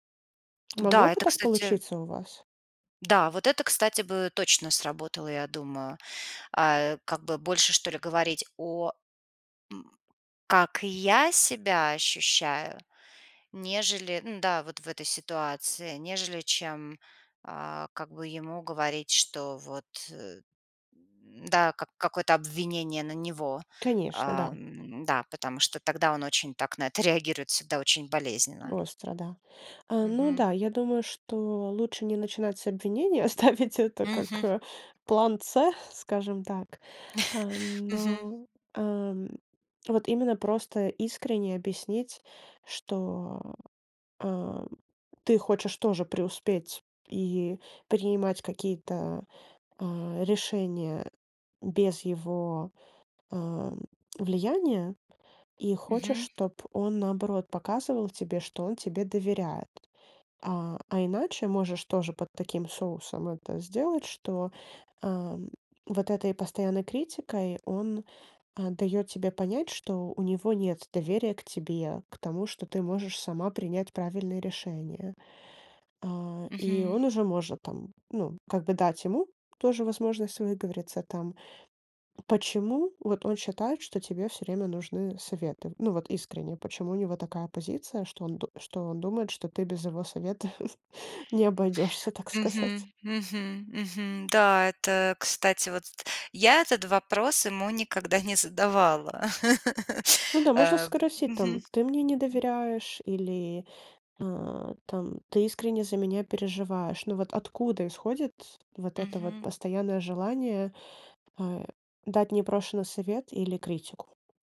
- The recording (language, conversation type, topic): Russian, advice, Как реагировать, если близкий человек постоянно критикует мои выборы и решения?
- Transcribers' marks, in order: tapping; laughing while speaking: "реагирует"; laughing while speaking: "оставить это"; chuckle; laughing while speaking: "совета не обойдешься, так сказать"; "спросить" said as "скраси"; laugh; other background noise